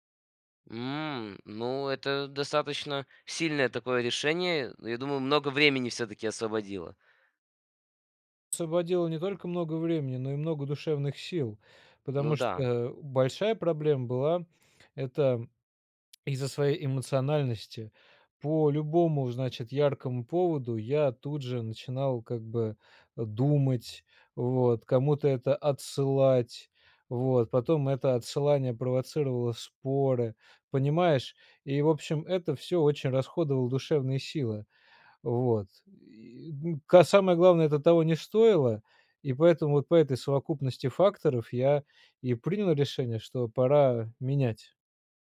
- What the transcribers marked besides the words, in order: none
- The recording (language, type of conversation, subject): Russian, podcast, Какие приёмы помогают не тонуть в потоке информации?